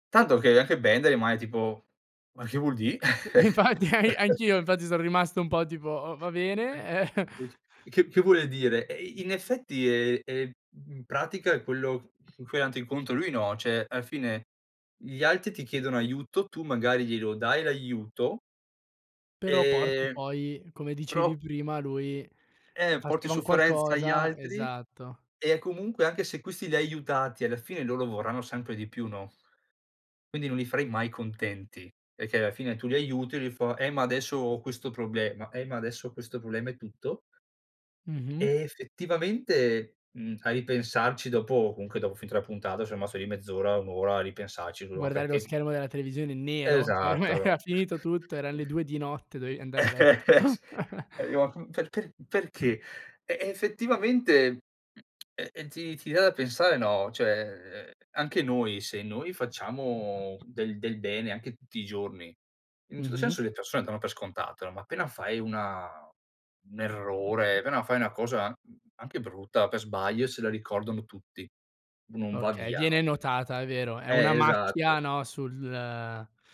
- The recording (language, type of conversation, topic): Italian, podcast, Qual è una puntata che non dimenticherai mai?
- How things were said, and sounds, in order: "magari" said as "maài"; laughing while speaking: "Infatti an anch'io"; chuckle; laughing while speaking: "Eh"; "in" said as "n"; other background noise; "andato" said as "ato"; "però" said as "prò"; "aiutati" said as "iutati"; "fa" said as "fo"; "son" said as "scion"; "rimasto" said as "masto"; stressed: "nero"; laughing while speaking: "me era"; chuckle; laughing while speaking: "Eh s"; unintelligible speech; chuckle; tsk; "appena" said as "apena"; "una" said as "na"